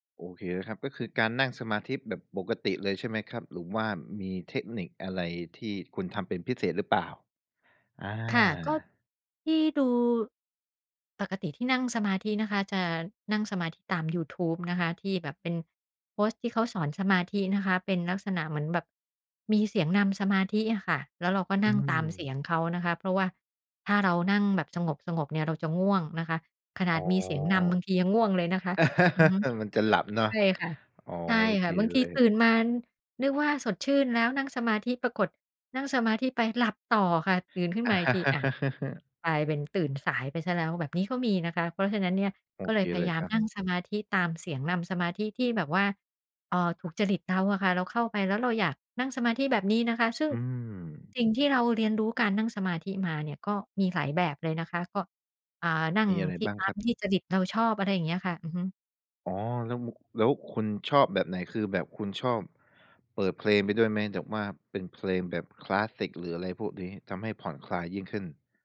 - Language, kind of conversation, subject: Thai, podcast, กิจวัตรดูแลใจประจำวันของคุณเป็นอย่างไรบ้าง?
- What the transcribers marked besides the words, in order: other background noise; laugh; laugh